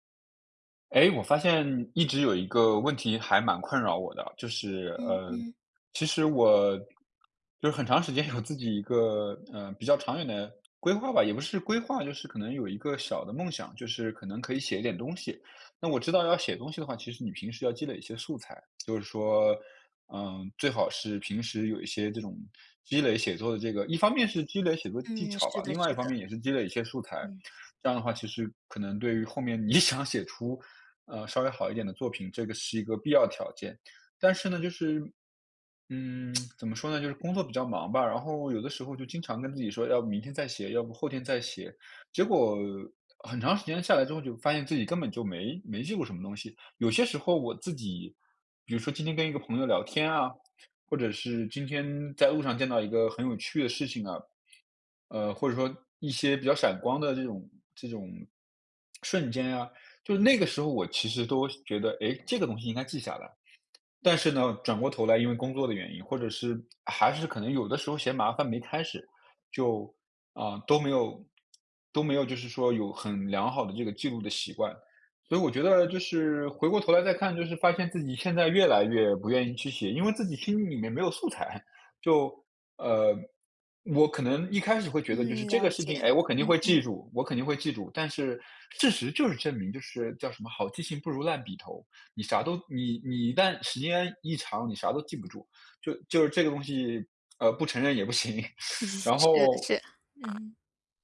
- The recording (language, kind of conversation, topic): Chinese, advice, 在忙碌中如何持续记录并养成好习惯？
- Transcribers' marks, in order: laughing while speaking: "有自己一个"; lip smack; laughing while speaking: "不行"; chuckle; teeth sucking